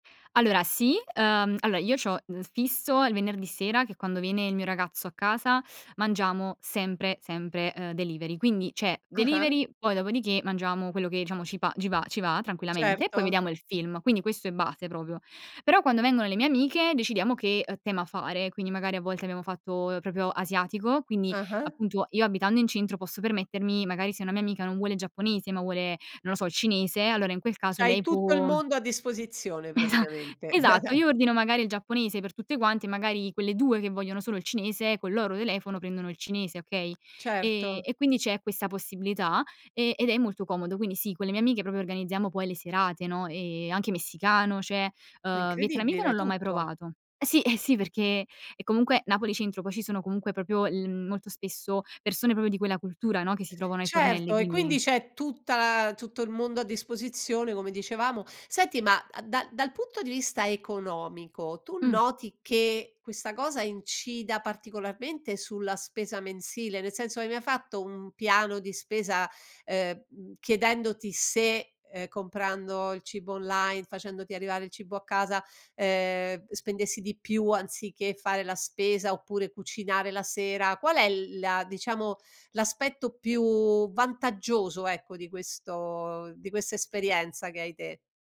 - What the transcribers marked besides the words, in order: in English: "delivery"; in English: "delivery"; other background noise; tapping; "proprio" said as "propio"; "proprio" said as "propio"; laughing while speaking: "Esa"; chuckle; drawn out: "e"; "proprio" said as "propio"; "proprio" said as "propio"; drawn out: "più"; drawn out: "questo"
- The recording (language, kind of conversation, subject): Italian, podcast, Qual è la tua esperienza con le consegne a domicilio e le app per ordinare cibo?